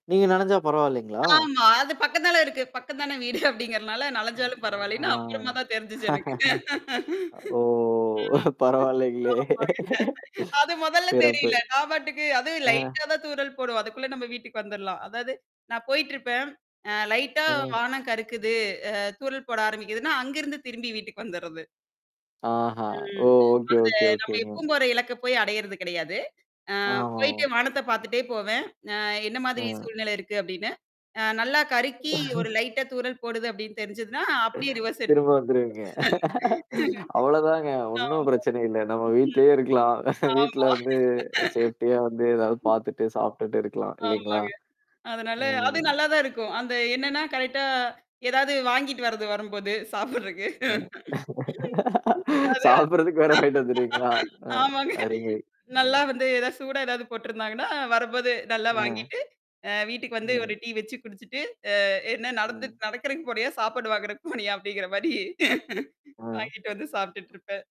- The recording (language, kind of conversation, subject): Tamil, podcast, குறுகிய நடைபயணம் ஒன்றுக்கு செல்லும்போது நீங்கள் அதிகமாக கவனிப்பது என்ன?
- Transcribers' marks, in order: static; laughing while speaking: "வீடு அப்படிங்கறதுனால, நலஞ்சாலும் பரவாயில்லைன்னு. அப்புறமா … அது மொதல்ல தெரியல"; drawn out: "ஆ, ஓ"; "நனஞ்சாலும்" said as "நலஞ்சாலும்"; mechanical hum; laughing while speaking: "ஓ, பரவால்லைங்களே"; distorted speech; other noise; tapping; laugh; laughing while speaking: "திரும்ப வந்துருவீங்க. அவ்வளதாங்க, ஒண்ணும் பிரச்சனை இல்லை! நம்ம வீட்லயே இருக்கலாம்"; in English: "ரிவர்ஸ்"; in English: "சேஃப்ட்டியா"; unintelligible speech; laughing while speaking: "ஆமா. ம், ஆமா, ம்"; laughing while speaking: "சாப்பிடுறதுக்கு. அது ஆமாங்க. நல்லா வந்து … வாங்கிட்டு வந்து சாப்ட்டுட்ருப்பேன்"; laughing while speaking: "சாப்பிடுறதுக்கு வேற வாங்கிட்டு வந்துருவீங்களா?"; other background noise